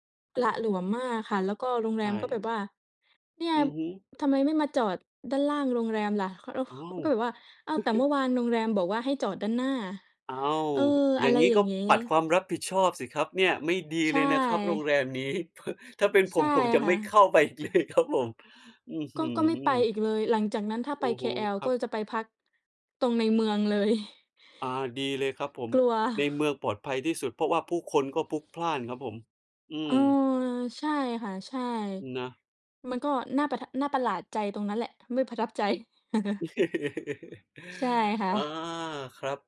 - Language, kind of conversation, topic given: Thai, unstructured, มีทริปไหนที่ทำให้คุณประหลาดใจมากที่สุด?
- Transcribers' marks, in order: tapping; laughing while speaking: "อีกเลยครับผม"; chuckle; laugh